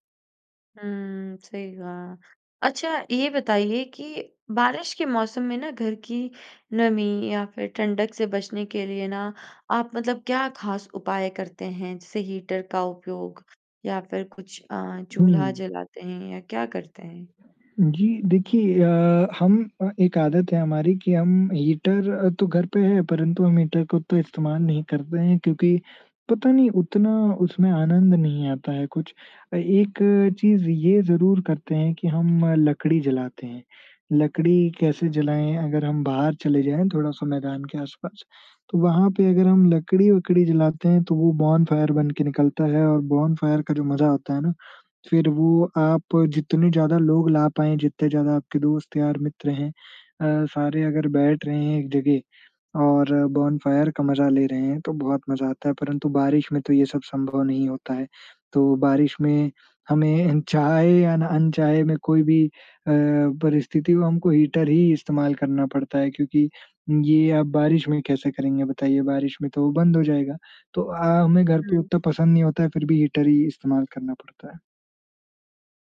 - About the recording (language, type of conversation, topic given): Hindi, podcast, बारिश में घर का माहौल आपको कैसा लगता है?
- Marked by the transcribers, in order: other background noise; in English: "बोनफायर"; in English: "बोनफायर"; in English: "बोनफायर"